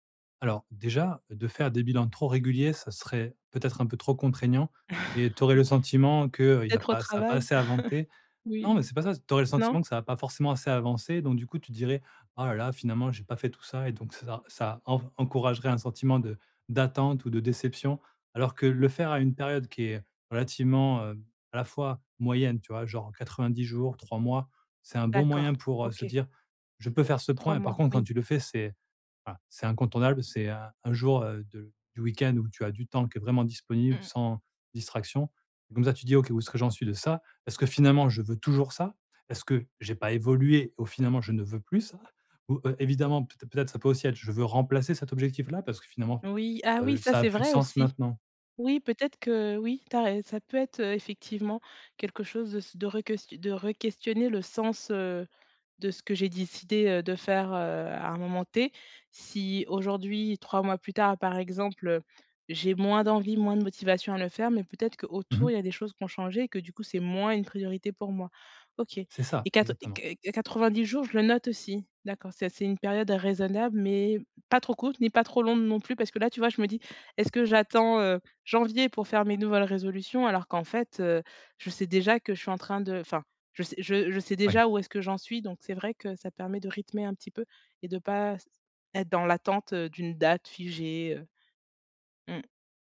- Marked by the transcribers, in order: chuckle; "avancé" said as "avanté"; chuckle; tapping; stressed: "moins"
- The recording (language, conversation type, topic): French, advice, Comment organiser des routines flexibles pour mes jours libres ?